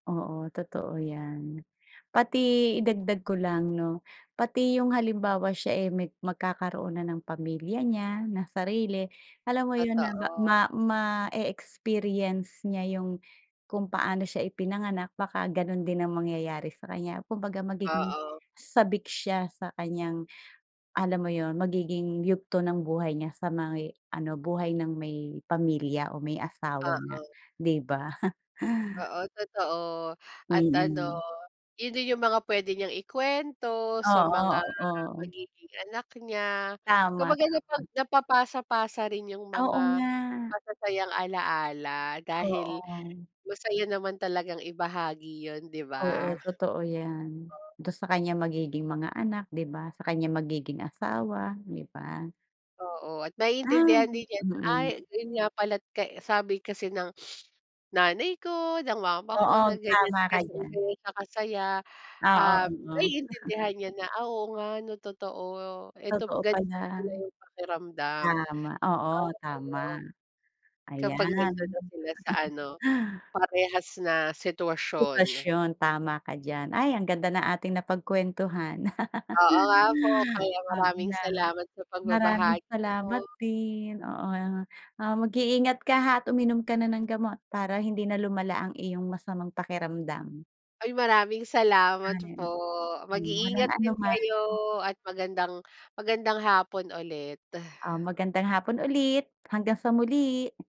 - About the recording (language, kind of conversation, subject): Filipino, unstructured, Ano ang pinakamaagang alaala mo na palagi kang napapangiti?
- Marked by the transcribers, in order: sniff; laugh; laugh; laugh